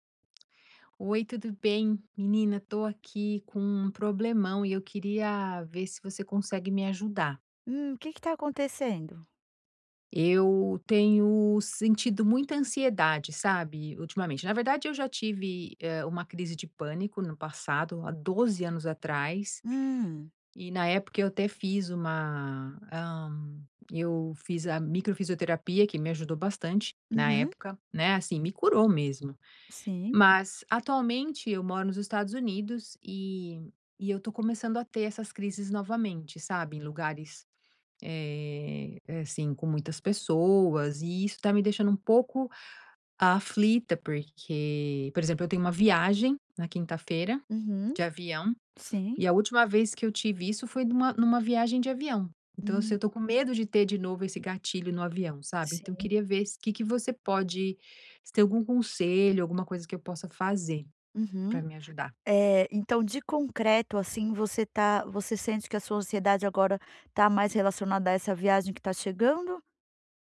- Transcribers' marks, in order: none
- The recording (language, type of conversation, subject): Portuguese, advice, Como posso reconhecer minha ansiedade sem me julgar quando ela aparece?